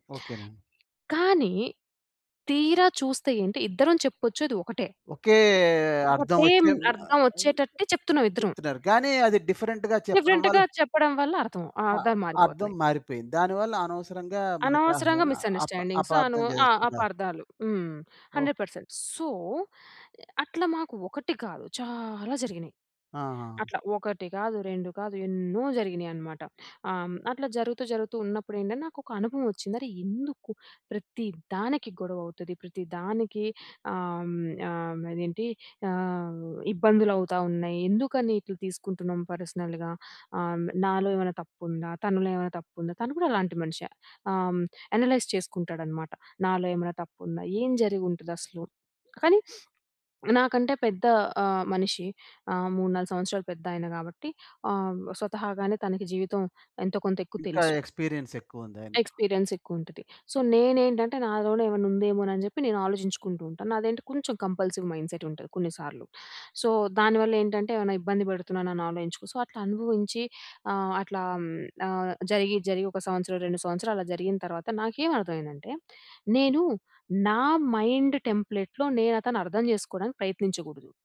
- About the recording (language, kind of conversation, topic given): Telugu, podcast, వాక్య నిర్మాణం వల్ల మీకు అర్థం తప్పుగా అర్థమయ్యే పరిస్థితి తరచుగా ఎదురవుతుందా?
- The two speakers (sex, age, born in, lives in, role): female, 25-29, India, India, guest; male, 55-59, India, India, host
- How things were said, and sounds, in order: drawn out: "ఒకే"; "ఒకటే" said as "ఒకటే‌మ్"; other noise; in English: "డిఫరెంట్‌గా"; in English: "డిఫరెంట్‌గా"; in English: "మిసండర్‌స్టాండింగ్స్"; in English: "హండ్రెడ్ పర్సెంట్ సో!"; stressed: "చాలా"; in English: "పర్సనల్‌గా"; in English: "యనలైజ్"; sniff; in English: "ఎక్స్‌పీరియన్స్"; in English: "ఎక్స్‌పీరియన్స్"; in English: "సో"; in English: "కంపల్సివ్ మైండ్సెట్"; in English: "సో"; in English: "సో"; in English: "మైండ్ టెంప్లేట్‌లో"